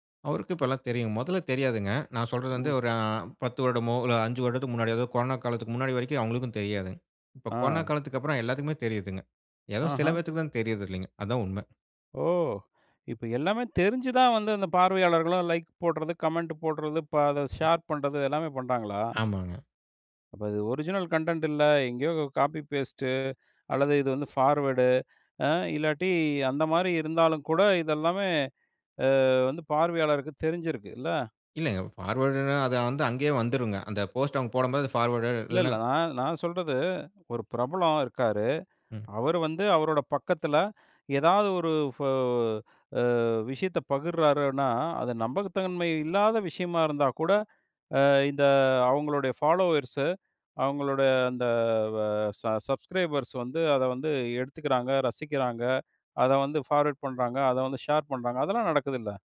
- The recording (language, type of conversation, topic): Tamil, podcast, பேஸ்புக்கில் கிடைக்கும் லைக் மற்றும் கருத்துகளின் அளவு உங்கள் மனநிலையை பாதிக்கிறதா?
- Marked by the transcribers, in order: in English: "லைக்"; in English: "கமெண்ட்"; in English: "ஷேர்"; other background noise; in English: "ஒரிஜினல் கன்டென்ட்"; in English: "காப்பி, பேஸ்ட்டு"; in English: "ஃபார்வேர்டு"; in English: "ஃபார்வார்டுனா"; in English: "ஃபார்வார்டெட்"; in English: "ஃபாலோவர்ஸு"; in English: "சப்ஸ்க்ரைபர்ஸ்"; in English: "ஃபார்வர்ட்"